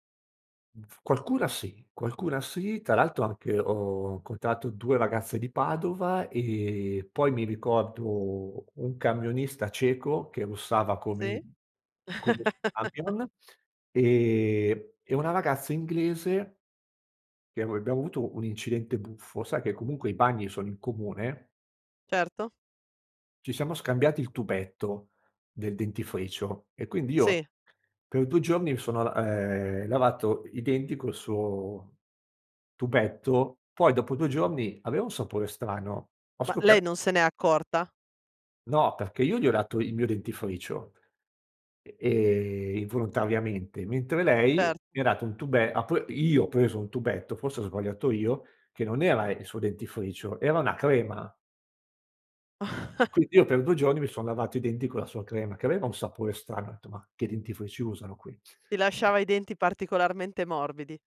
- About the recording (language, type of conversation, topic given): Italian, podcast, Qual è un viaggio che ti ha cambiato la vita?
- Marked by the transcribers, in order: other background noise; chuckle; chuckle